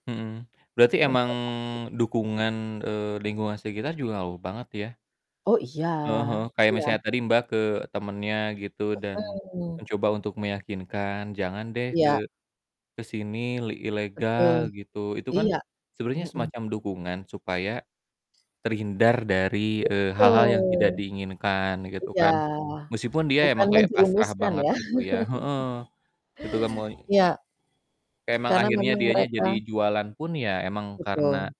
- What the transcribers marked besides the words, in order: drawn out: "emang"; unintelligible speech; distorted speech; other background noise; laugh
- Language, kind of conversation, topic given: Indonesian, unstructured, Apa dampak kehilangan pekerjaan terhadap kondisi keuangan keluarga?